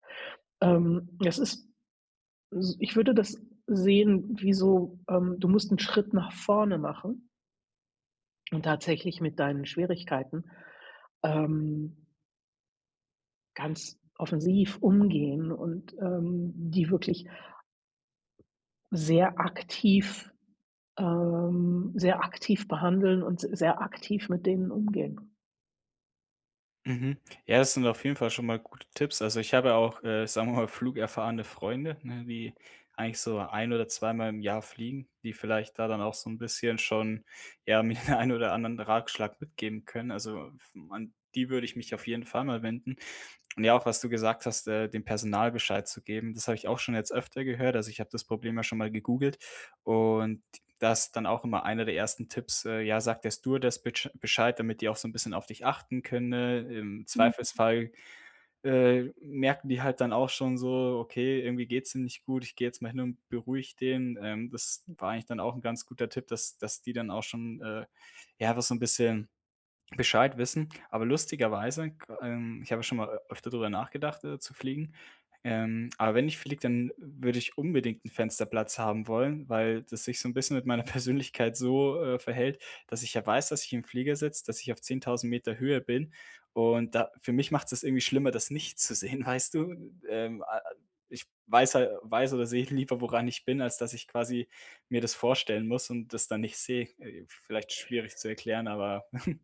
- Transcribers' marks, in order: stressed: "aktiv"; laughing while speaking: "sagen wir mal"; laughing while speaking: "mir den ein oder anderen"; chuckle
- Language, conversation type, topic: German, advice, Wie kann ich beim Reisen besser mit Angst und Unsicherheit umgehen?